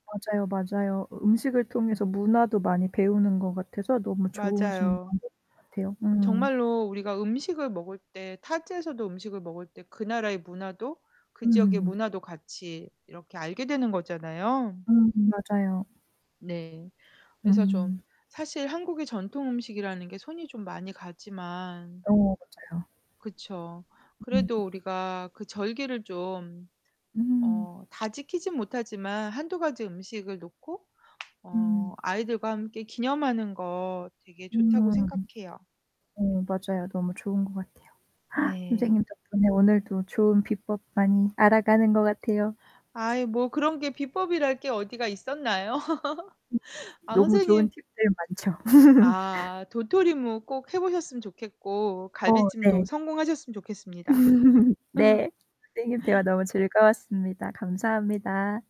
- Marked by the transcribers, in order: distorted speech; tapping; unintelligible speech; giggle; laugh; laugh
- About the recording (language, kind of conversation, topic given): Korean, unstructured, 전통 음식 중에서 어떤 음식이 가장 기억에 남으세요?